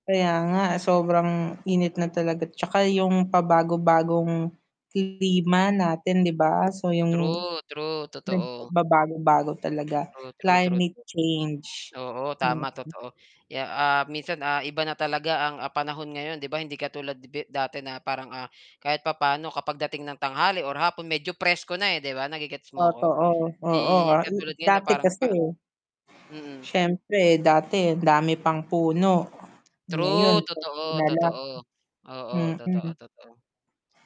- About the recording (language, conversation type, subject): Filipino, unstructured, Bakit mahalagang magtanim ng mga puno sa paligid?
- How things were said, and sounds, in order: mechanical hum; static; distorted speech; tapping